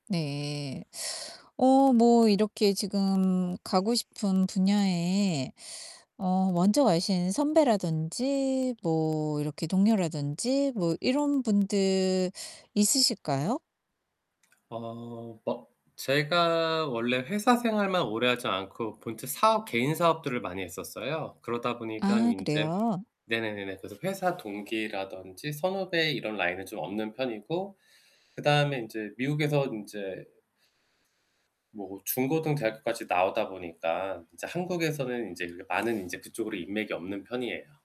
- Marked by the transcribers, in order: static; distorted speech; other background noise; tapping
- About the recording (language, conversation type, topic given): Korean, advice, 이직 제안들을 어떻게 비교해서 결정하는 것이 좋을까요?